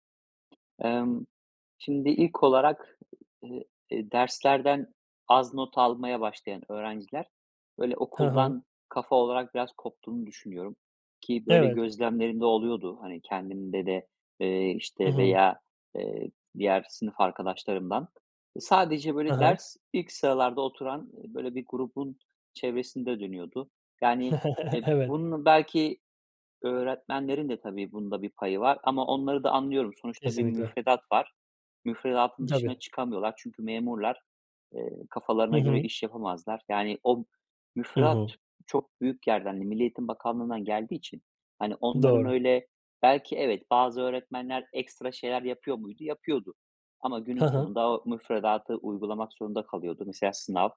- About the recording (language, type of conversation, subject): Turkish, podcast, Sınav odaklı eğitim hakkında ne düşünüyorsun?
- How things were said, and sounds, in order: other background noise; tapping; chuckle